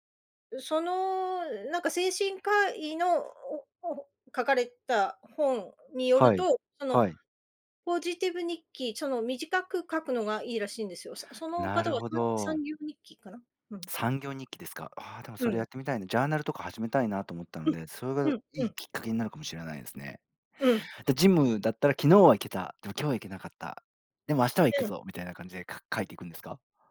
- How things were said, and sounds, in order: other background noise; in English: "ジャーナル"
- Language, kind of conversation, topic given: Japanese, advice, 自分との約束を守れず、目標を最後までやり抜けないのはなぜですか？